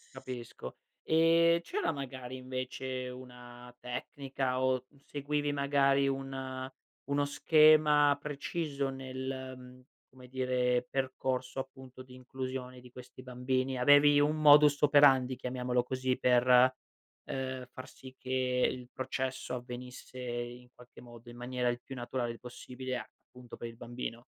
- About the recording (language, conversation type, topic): Italian, podcast, Come si può favorire l’inclusione dei nuovi arrivati?
- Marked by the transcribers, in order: other background noise